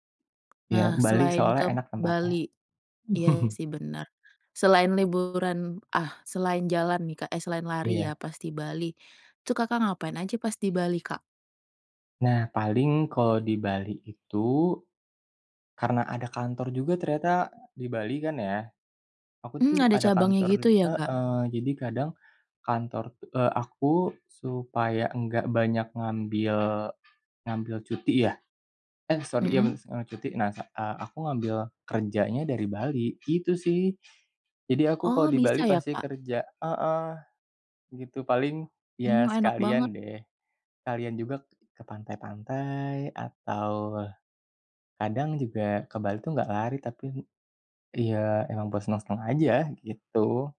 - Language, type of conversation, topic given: Indonesian, podcast, Bagaimana kamu mengatur waktu antara pekerjaan dan hobi?
- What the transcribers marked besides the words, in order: tapping; laugh; other background noise